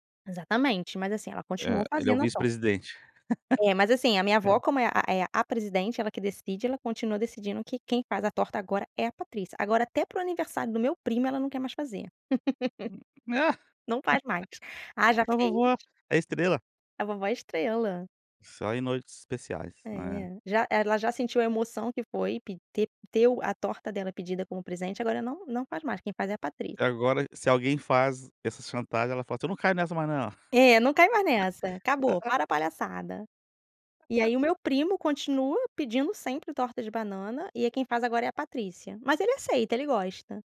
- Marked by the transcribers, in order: laugh; laugh; laughing while speaking: "A vovó"; laugh; laugh
- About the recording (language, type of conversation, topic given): Portuguese, podcast, Qual receita sempre te lembra de alguém querido?